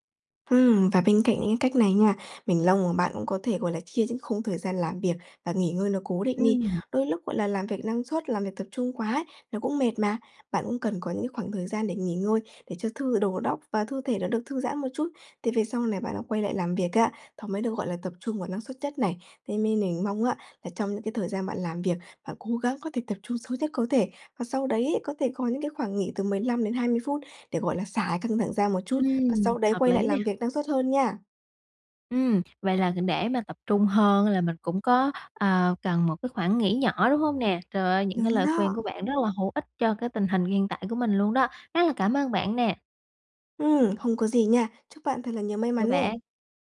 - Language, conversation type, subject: Vietnamese, advice, Làm thế nào để điều chỉnh không gian làm việc để bớt mất tập trung?
- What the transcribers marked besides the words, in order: "mong" said as "lông"; other background noise; "óc" said as "đóc"; "nó" said as "thó"; tapping